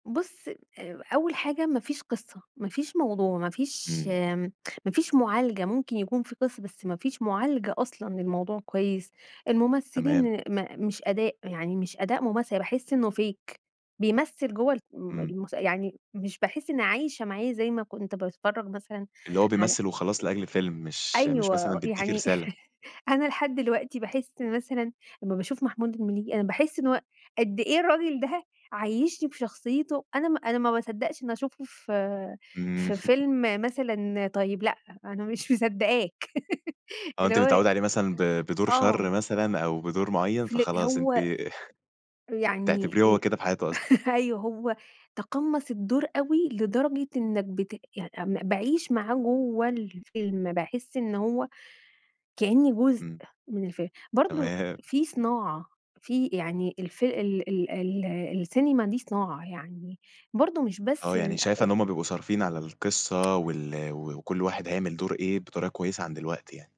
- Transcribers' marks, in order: in English: "fake"; background speech; chuckle; laughing while speaking: "ده"; chuckle; laughing while speaking: "مش مصدقاك، اللي هو ي"; laugh; tapping; chuckle; laughing while speaking: "تمام"; tsk
- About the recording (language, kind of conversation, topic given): Arabic, podcast, إزاي ذوقك في الأفلام اتغيّر مع مرور السنين؟